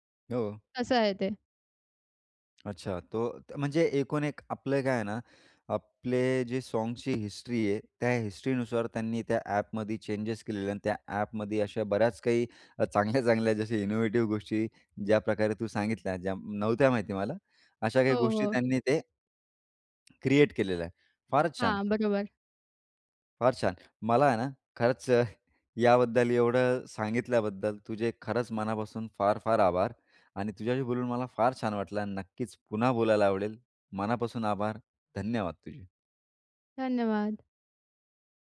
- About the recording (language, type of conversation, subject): Marathi, podcast, एकत्र प्लेलिस्ट तयार करताना मतभेद झाले तर तुम्ही काय करता?
- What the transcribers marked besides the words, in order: tapping; other background noise; laughing while speaking: "चांगल्या, चांगल्या"; in English: "इनोवेटिव्ह"